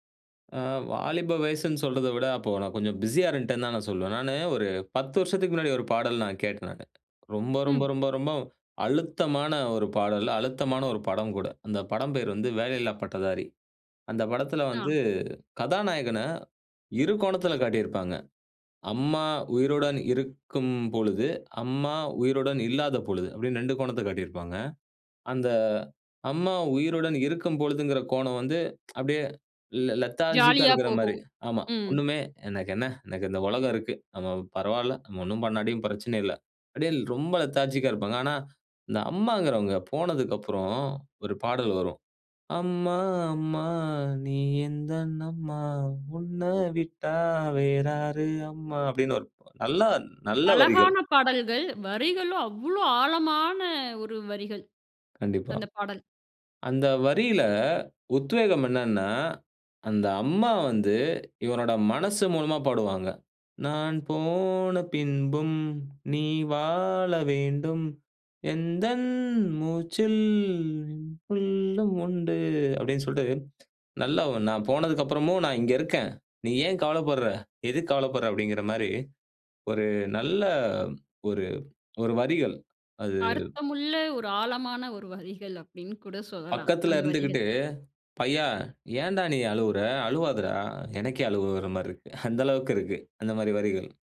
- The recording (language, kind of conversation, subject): Tamil, podcast, ஒரு பாடல் உங்களுடைய நினைவுகளை எப்படித் தூண்டியது?
- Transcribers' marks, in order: tsk; in English: "லெதார்ஜிக்கா"; in English: "லெதார்ஜிக்கா"; singing: "அம்மா, அம்மா, நீ எந்தன் அம்மா, உன்ன விட்டா வேறாரு அம்மா"; other background noise; singing: "நான் போன பின்பும் நீ வாழ வேண்டும். எந்தன் மூச்சில் உனக்குள்லும் உண்டு"; tsk; chuckle; other noise; chuckle